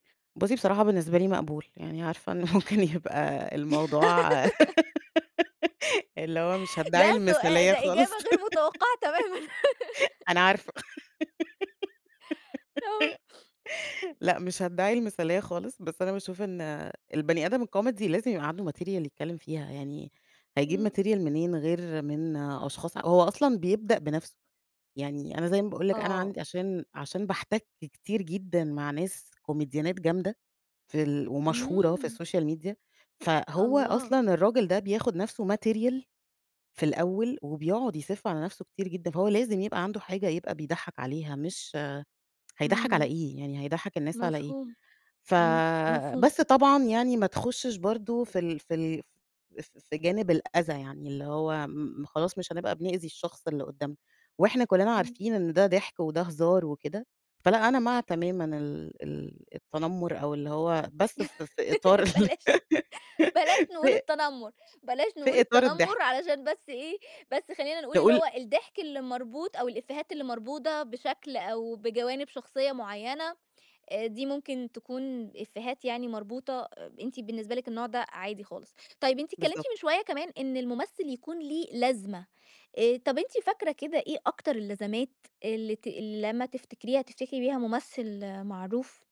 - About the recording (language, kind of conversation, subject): Arabic, podcast, إيه اللي بيخلي فيلم كوميدي يضحّكك بجد؟
- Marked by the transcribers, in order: laugh; laughing while speaking: "ممكن"; giggle; laughing while speaking: "ده سؤا ده إجابة غير متوقعة تمامًا"; giggle; laughing while speaking: "آه"; giggle; in English: "material"; in English: "material"; in English: "الSocial Media"; in English: "material"; laugh; laughing while speaking: "بلاش"; laughing while speaking: "ال في"; laugh